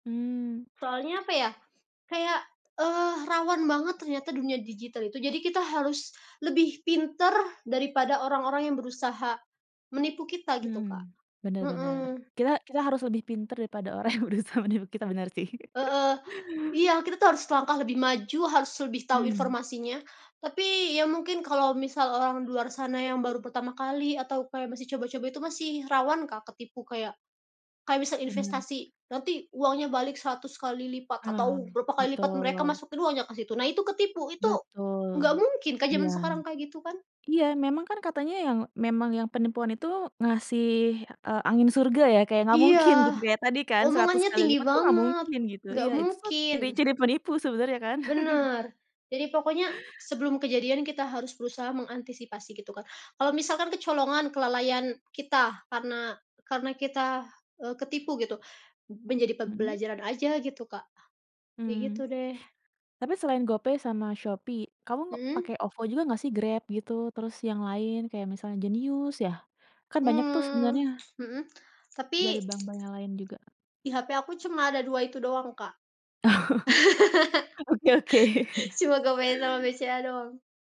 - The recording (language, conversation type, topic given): Indonesian, podcast, Bagaimana pengalamanmu menggunakan dompet digital atau layanan perbankan di ponsel?
- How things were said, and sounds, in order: laughing while speaking: "orang yang berusaha menipu"; chuckle; chuckle; other background noise; laugh; chuckle